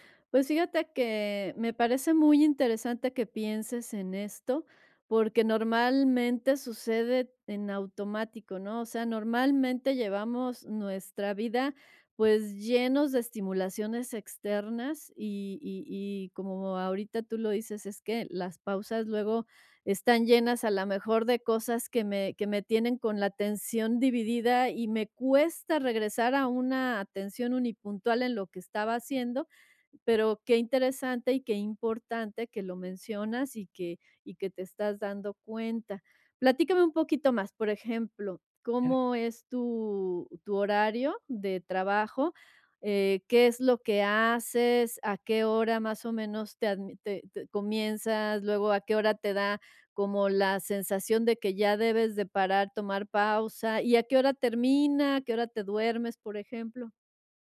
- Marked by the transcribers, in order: none
- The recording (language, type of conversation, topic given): Spanish, advice, ¿Cómo puedo manejar mejor mis pausas y mi energía mental?
- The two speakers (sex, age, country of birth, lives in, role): female, 60-64, Mexico, Mexico, advisor; male, 20-24, Mexico, Mexico, user